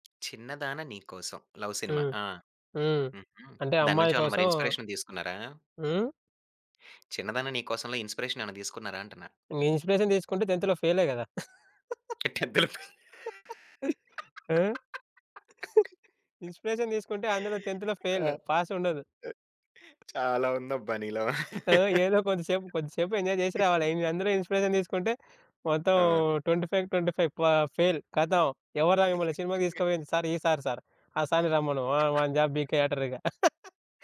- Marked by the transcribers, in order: tapping; in English: "లవ్"; in English: "ఇన్స్‌పి‌రేషన్"; in English: "ఇన్స్‌పిరేషన్"; in English: "ఇన్స్‌పి‌రేషన్"; giggle; laughing while speaking: "టెంత్‌లో"; in English: "టెంత్‌లో"; laugh; other noise; in English: "ఇన్స్‌పిరేషన్"; laugh; in English: "టెంత్‌లో ఫెయిల్, పాస్"; other background noise; in English: "ఎంజాయ్"; laugh; in English: "ఇన్స్‌పి‌రేషన్"; in English: "ట్వెంటీ ఫైవ్‌కి ట్వెంటీ ఫైవ్"; in English: "ఫెయిల్"; laugh; in English: "సార్"; in English: "సార్"; in English: "సారిని"; chuckle; in English: "జాబ్"; chuckle
- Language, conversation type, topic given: Telugu, podcast, పాత రోజుల సినిమా హాల్‌లో మీ అనుభవం గురించి చెప్పగలరా?